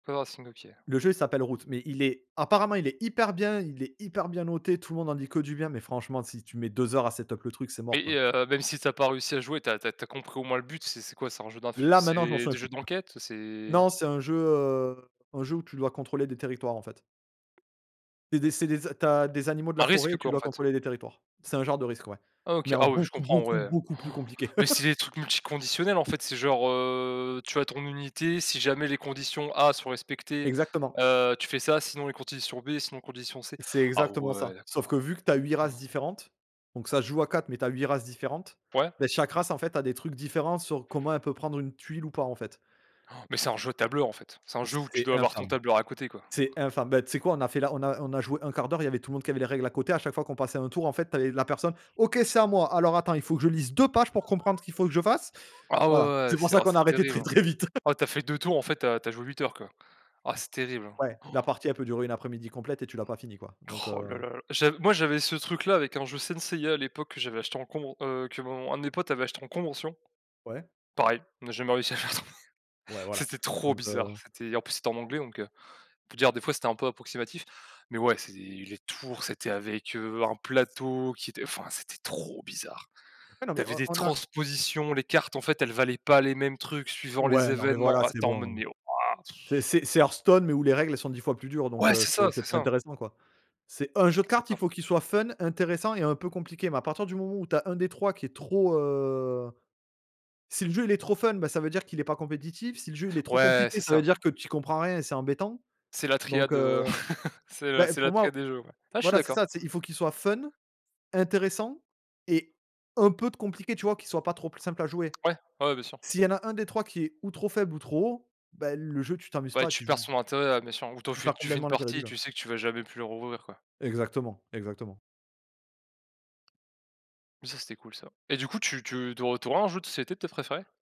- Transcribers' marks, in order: unintelligible speech; in English: "set up"; other background noise; inhale; laugh; inhale; inhale; other animal sound; laugh; inhale; laugh; stressed: "trop"; tapping; laugh
- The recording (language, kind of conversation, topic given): French, unstructured, Préférez-vous les soirées jeux de société ou les soirées quiz ?